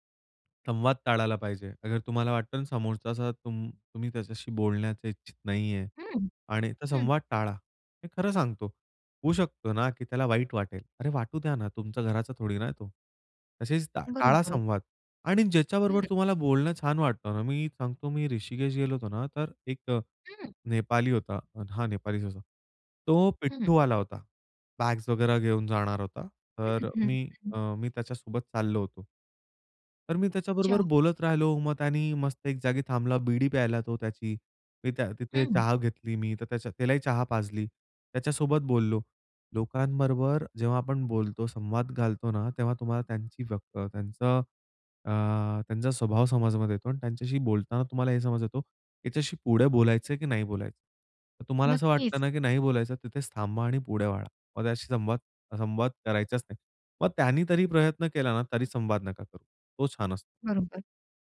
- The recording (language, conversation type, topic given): Marathi, podcast, तुझ्या प्रदेशातील लोकांशी संवाद साधताना तुला कोणी काय शिकवलं?
- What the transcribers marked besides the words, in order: other background noise